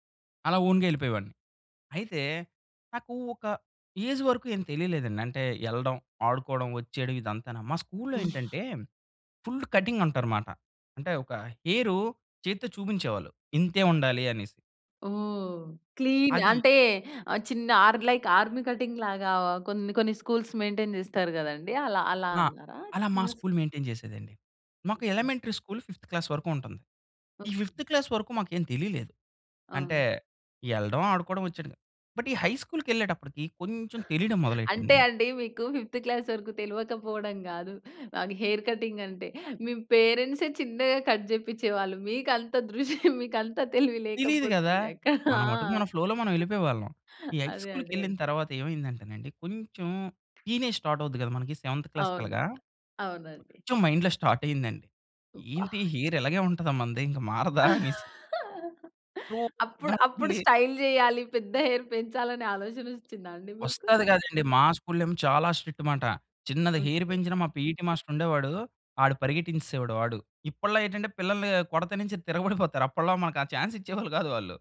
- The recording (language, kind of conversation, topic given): Telugu, podcast, మీ ఆత్మవిశ్వాసాన్ని పెంచిన అనుభవం గురించి చెప్పగలరా?
- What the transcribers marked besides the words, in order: in English: "ఓన్‌గా"; in English: "ఏజ్"; other noise; in English: "ఫుల్ కటింగ్"; in English: "క్లీన్"; in English: "లైక్"; in English: "కటింగ్"; in English: "స్కూల్స్ మెయింటైన్"; in English: "మెయింటైన్"; unintelligible speech; in English: "ఎలమెంటరీ స్కూల్ ఫిఫ్త్ క్లాస్"; other background noise; in English: "ఫిఫ్త్ క్లాస్"; in English: "బట్"; in English: "ఫిఫ్త్ క్లాస్"; in English: "హెయిర్ కటింగ్"; in English: "కట్"; laughing while speaking: "దృషి మీకు అంత తెలివి లేకపోతుంది అక్క. ఆ!"; in English: "ఫ్లో‌లో"; in English: "హైస్కూల్"; in English: "టీనేజ్ స్టార్ట్"; tapping; in English: "సెవెంత్ క్లాస్"; in English: "మైండ్‌లో స్టార్ట్"; in English: "హెయిర్"; giggle; laugh; in English: "స్టైల్"; unintelligible speech; in English: "హెయిర్"; in English: "స్ట్రిక్ట్"; in English: "హెయిర్"; in English: "పీఈటీ మాస్టర్"; chuckle; in English: "చాన్స్"